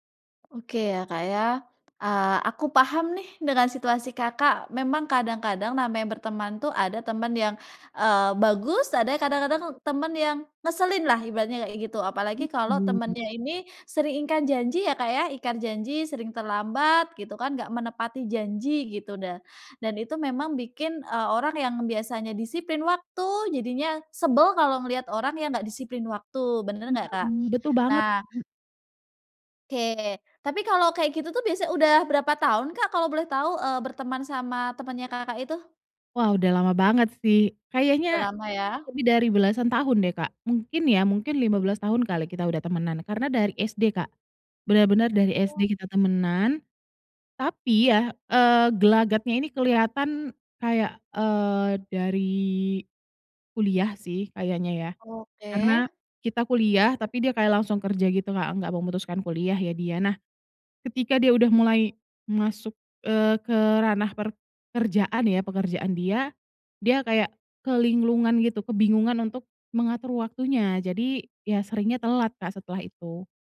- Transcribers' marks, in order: other background noise
- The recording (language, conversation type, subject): Indonesian, advice, Bagaimana cara menyelesaikan konflik dengan teman yang sering terlambat atau tidak menepati janji?